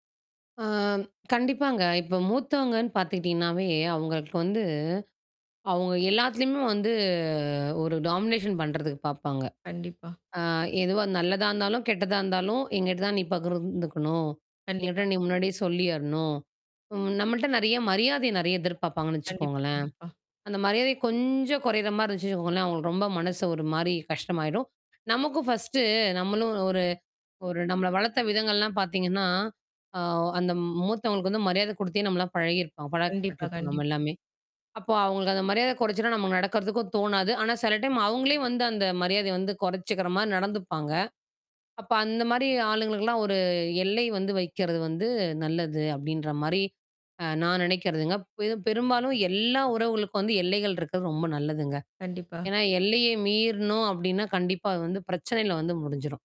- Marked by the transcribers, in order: tapping; drawn out: "வந்து"; in English: "டாமினேஷன்"; other background noise; static; in English: "ஃபர்ஸ்ட்டு"
- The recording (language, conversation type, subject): Tamil, podcast, மூத்தவர்களிடம் மரியாதையுடன் எல்லைகளை நிர்ணயிப்பதை நீங்கள் எப்படி அணுகுவீர்கள்?